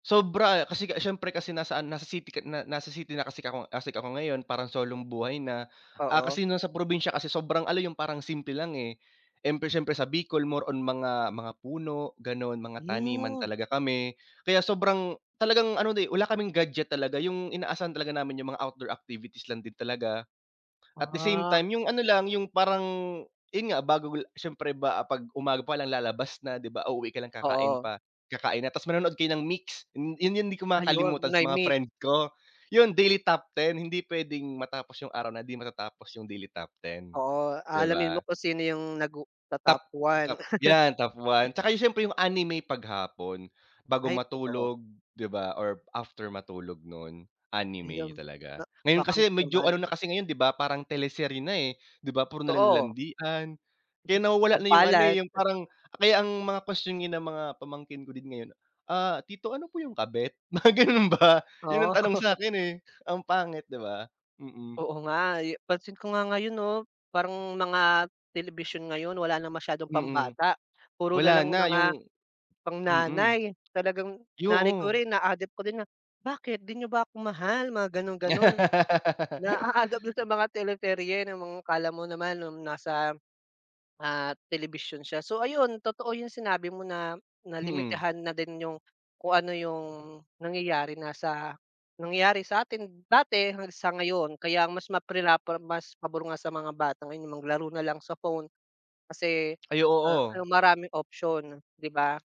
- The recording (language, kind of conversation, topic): Filipino, unstructured, Ano ang pinakaunang alaala mo noong bata ka pa?
- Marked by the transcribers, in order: giggle; unintelligible speech; laughing while speaking: "mga ganun ba"; chuckle; laugh